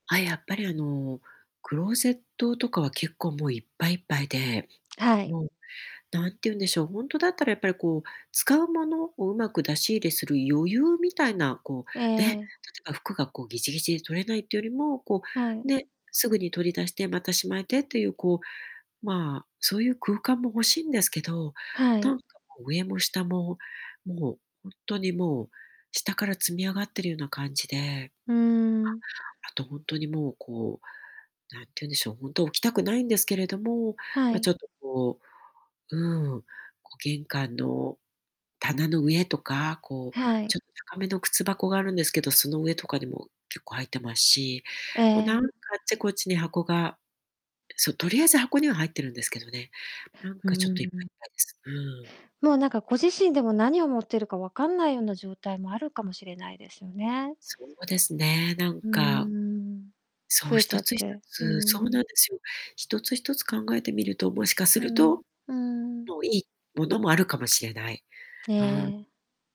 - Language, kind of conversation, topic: Japanese, advice, 贈り物や思い出の品が増えて家のスペースが足りないのですが、どうすればいいですか？
- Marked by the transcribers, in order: distorted speech; other background noise; tapping